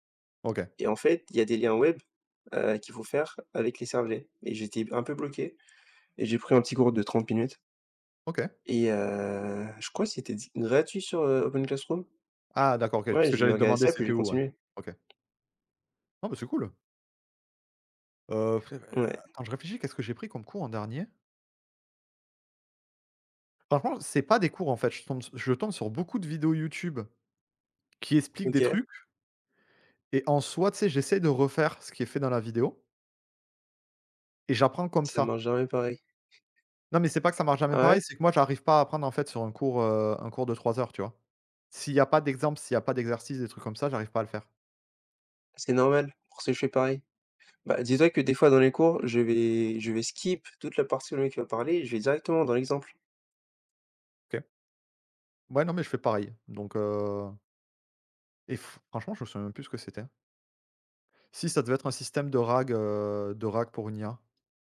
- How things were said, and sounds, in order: drawn out: "heu"; tapping; in English: "skip"
- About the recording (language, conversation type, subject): French, unstructured, Comment la technologie change-t-elle notre façon d’apprendre aujourd’hui ?